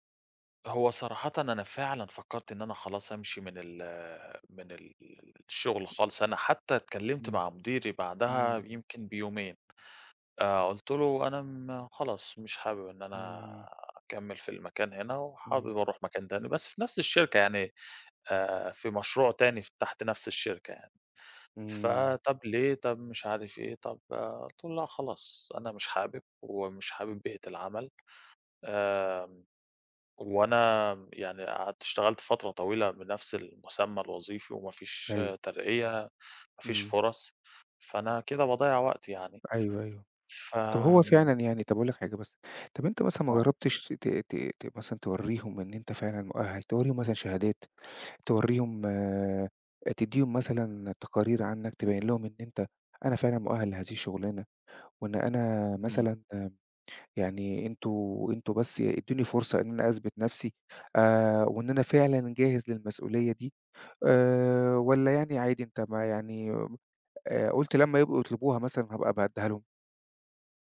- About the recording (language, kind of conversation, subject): Arabic, advice, إزاي طلبت ترقية واترفضت؟
- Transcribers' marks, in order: tapping